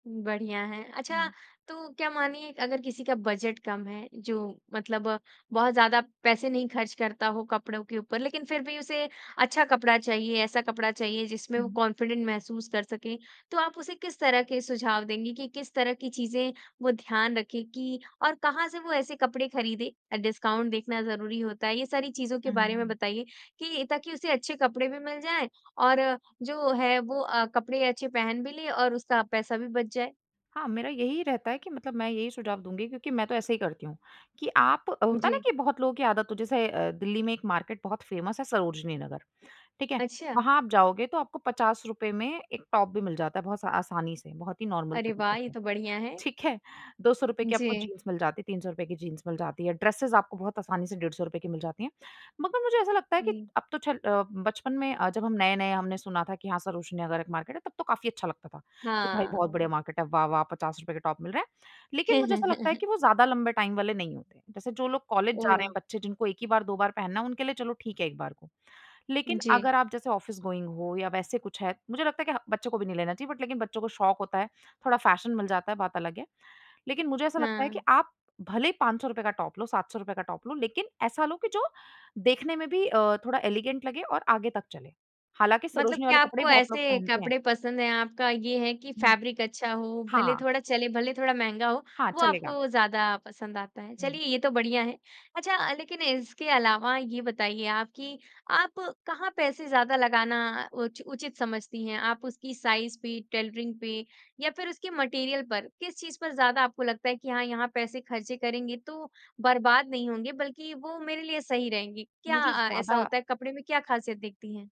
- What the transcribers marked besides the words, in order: in English: "बजट"; in English: "कॉन्फिडेंट"; in English: "डिस्काउंट"; in English: "मार्केट"; in English: "फेमस"; in English: "नॉर्मल"; laughing while speaking: "ठीक है?"; in English: "ड्रेसेज़"; in English: "मार्केट"; in English: "मार्केट"; chuckle; in English: "टाइम"; in English: "ऑफिस-गोइंग"; in English: "बट"; in English: "फ़ैशन"; in English: "एलिगेंट"; in English: "फैब्रिक"; in English: "साइज"; in English: "टेलरिंग"; in English: "मटेरियल"
- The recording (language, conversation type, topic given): Hindi, podcast, आप किस तरह के कपड़े पहनकर सबसे ज़्यादा आत्मविश्वास महसूस करते हैं?